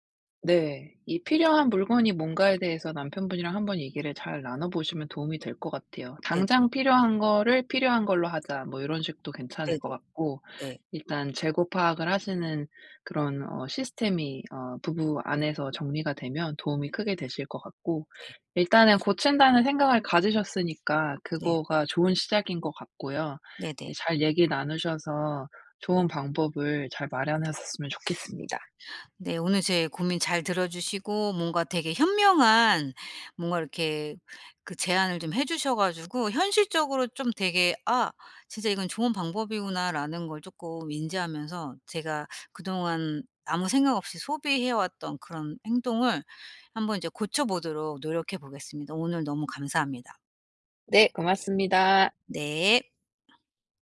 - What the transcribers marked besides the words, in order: other background noise
- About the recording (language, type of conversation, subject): Korean, advice, 세일 때문에 필요 없는 물건까지 사게 되는 습관을 어떻게 고칠 수 있을까요?